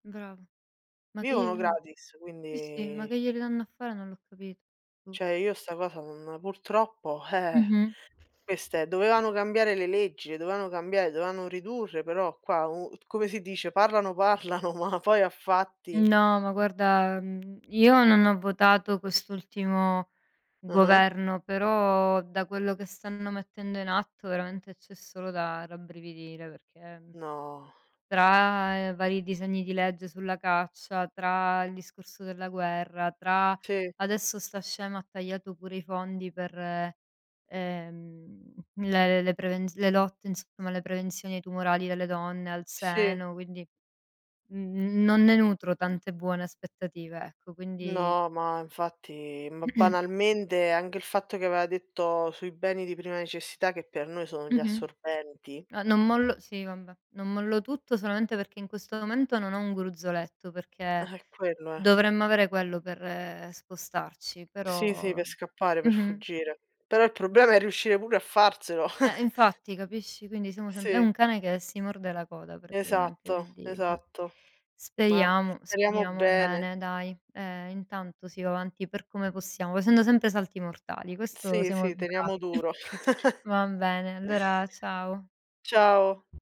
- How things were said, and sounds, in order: unintelligible speech; "Cioè" said as "Ceh"; other background noise; "dovevano" said as "doveano"; "dovevano" said as "doveano"; laughing while speaking: "parlano"; tapping; drawn out: "No"; throat clearing; alarm; chuckle; exhale; chuckle
- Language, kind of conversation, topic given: Italian, unstructured, Quali paure hai riguardo al tuo futuro professionale?